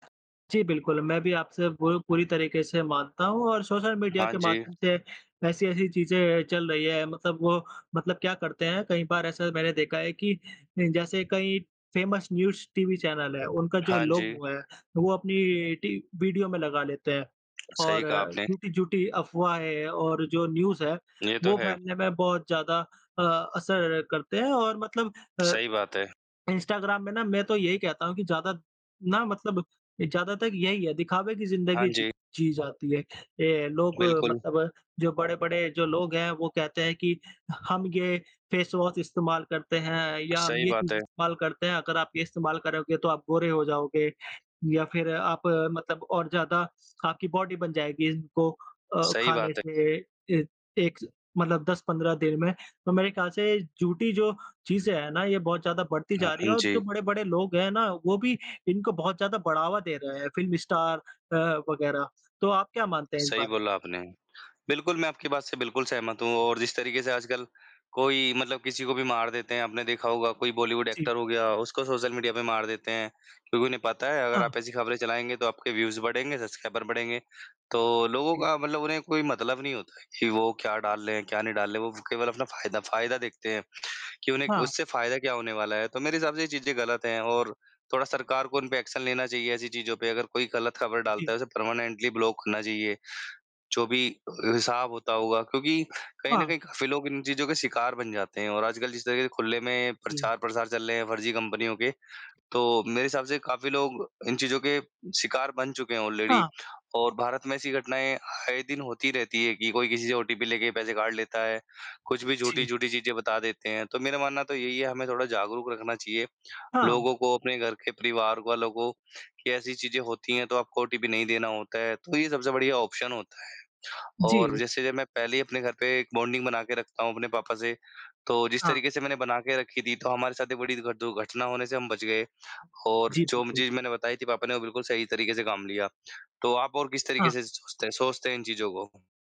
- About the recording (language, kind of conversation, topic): Hindi, unstructured, क्या सोशल मीडिया झूठ और अफवाहें फैलाने में मदद कर रहा है?
- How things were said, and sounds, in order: in English: "फ़ेमस न्यूज़"; lip smack; in English: "न्यूज़"; in English: "फ़ेस वॉश"; in English: "फ़िल्म स्टार"; in English: "परमानेंटली ब्लॉक"; in English: "ऑलरेडी"; in English: "ऑप्शन"; in English: "बॉन्डिंग"